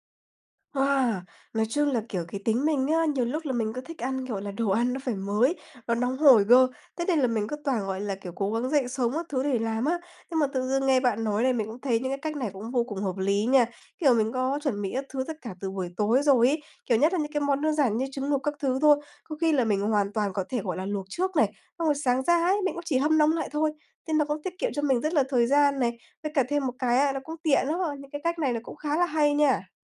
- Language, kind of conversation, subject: Vietnamese, advice, Làm sao để duy trì một thói quen mới mà không nhanh nản?
- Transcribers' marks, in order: tapping